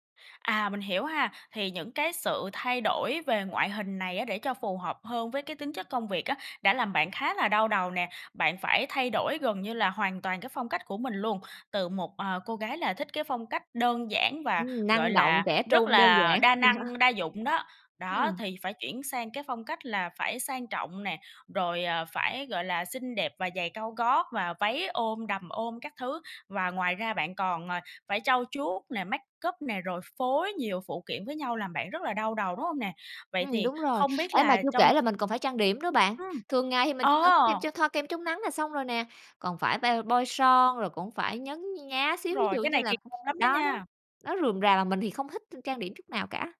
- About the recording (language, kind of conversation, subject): Vietnamese, advice, Bạn có bao giờ cảm thấy mình phải ăn mặc hoặc thay đổi ngoại hình để phù hợp với người khác không?
- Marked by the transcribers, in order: tapping; laugh; other background noise